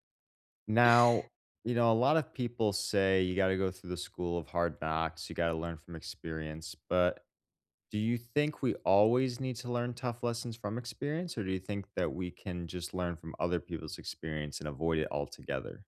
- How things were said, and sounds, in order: other background noise; tapping
- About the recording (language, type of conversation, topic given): English, unstructured, What’s a lesson you learned the hard way?
- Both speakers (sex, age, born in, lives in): female, 35-39, United States, United States; male, 30-34, United States, United States